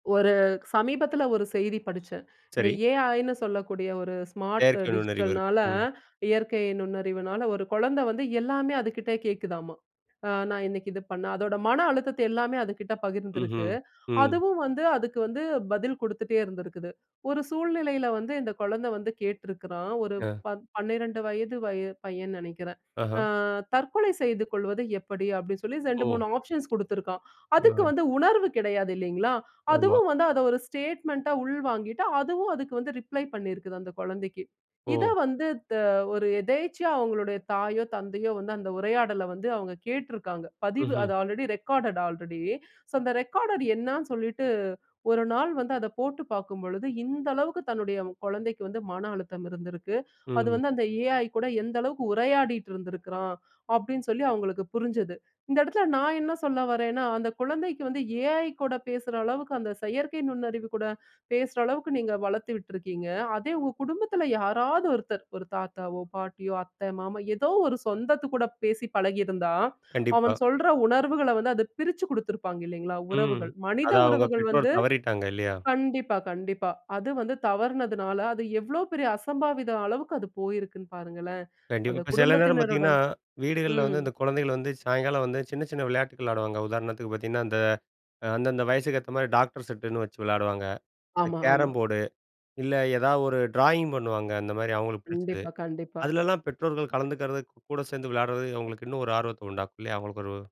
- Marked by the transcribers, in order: in English: "ஆப்ஷன்ஸ்"; in English: "ஸ்டேட்மெண்ட்டா"; in English: "ஆல்ரெடி"; in English: "ஆல்ரெடி"
- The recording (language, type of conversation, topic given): Tamil, podcast, தினசரி சிறிது நேரம் குடும்பத்துடன் பேசுவது பற்றி நீங்கள் என்ன நினைக்கிறீர்கள்?